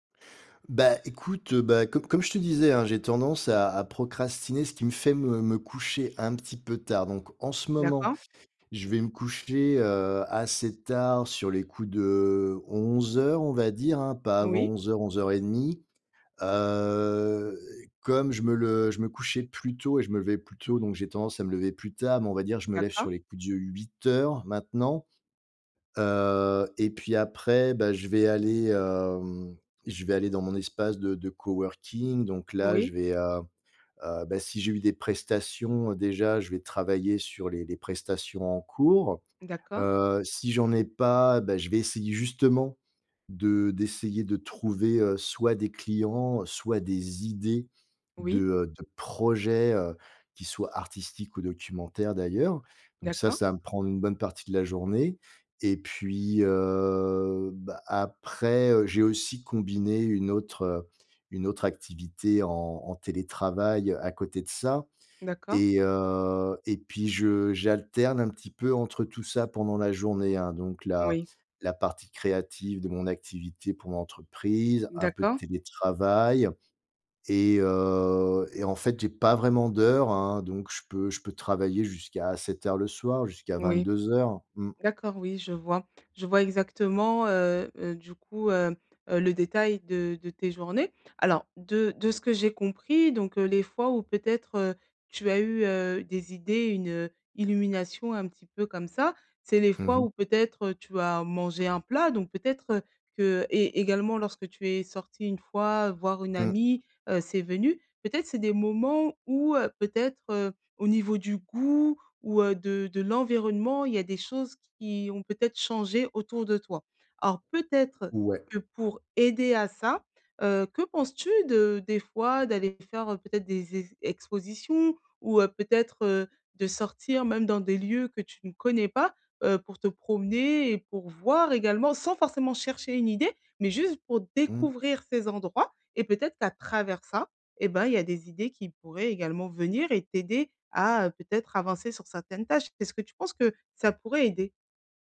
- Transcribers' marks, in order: drawn out: "heu"
- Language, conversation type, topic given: French, advice, Comment surmonter la procrastination pour créer régulièrement ?